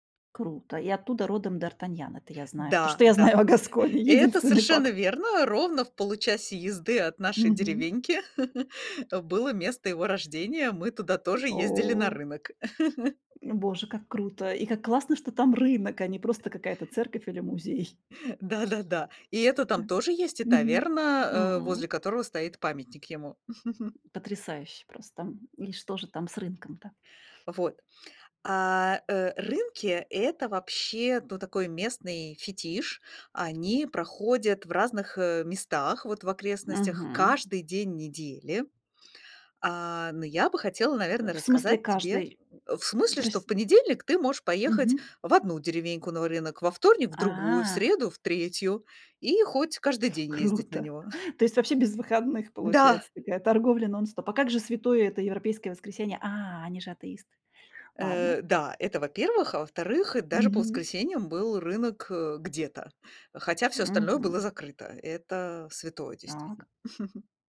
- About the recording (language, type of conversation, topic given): Russian, podcast, Какой самый живой местный рынок, на котором вы побывали, и что в нём было особенного?
- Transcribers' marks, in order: laughing while speaking: "То, что я знаю о Гасконе. Единственный факт"; laugh; laugh; chuckle; tapping; chuckle; chuckle